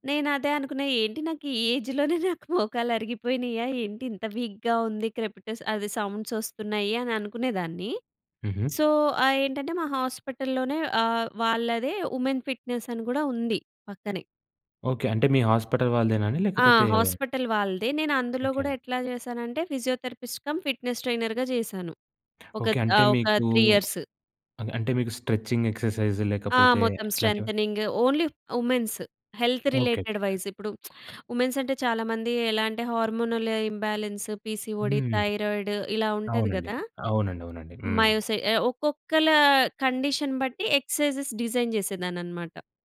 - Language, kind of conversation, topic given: Telugu, podcast, ఇంటి పనులు, బాధ్యతలు ఎక్కువగా ఉన్నప్పుడు హాబీపై ఏకాగ్రతను ఎలా కొనసాగిస్తారు?
- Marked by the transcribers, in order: in English: "ఏజ్"; laughing while speaking: "లోనే నాకు మోకాళ్ళు అరిగిపోయినాయా"; in English: "వీక్‌గా"; in English: "క్రెపిటస్"; in English: "సౌండ్స్"; in English: "సో"; in English: "వుమెన్ ఫిట్నెస్"; in English: "ఫిజియోథెరపిస్ట్ కమ్, ఫిట్నెస్ ట్రైనర్‌గా"; other background noise; in English: "త్రీ ఇయర్స్"; in English: "స్ట్రెచింగ్ ఎక్సర్‌సైజ్"; in English: "స్ట్రెంథెనింగ్, ఓన్లీ వుమెన్స్. హెల్త్ రిలేటెడ్ వైస్"; lip smack; in English: "వుమెన్స్"; in English: "హార్మోనల్ ఇంబాలెన్స్, పి‌సి‌ఓ‌డి, థైరాయిడ్"; in English: "కండిషన్"; in English: "ఎక్సైజ్‌స్ డిజైన్"